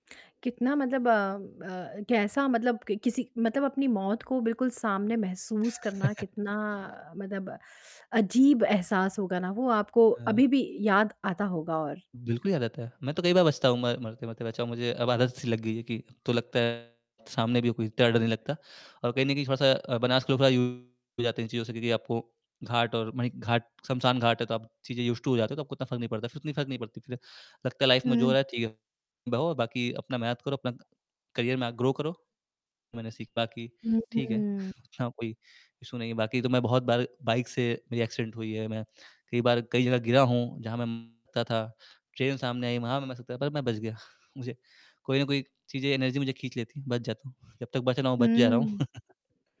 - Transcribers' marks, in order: tapping; mechanical hum; chuckle; other background noise; distorted speech; in English: "यूज़ टू"; in English: "यूज़्ड टू"; in English: "लाइफ़"; horn; in English: "करियर"; in English: "ग्रो"; in English: "इश्यू"; in English: "एक्सीडेंट"; chuckle; in English: "एनर्जी"; chuckle
- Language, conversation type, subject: Hindi, podcast, नदियों से आप ज़िंदगी के बारे में क्या सीखते हैं?
- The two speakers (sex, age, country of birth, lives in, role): female, 35-39, India, India, host; male, 20-24, India, India, guest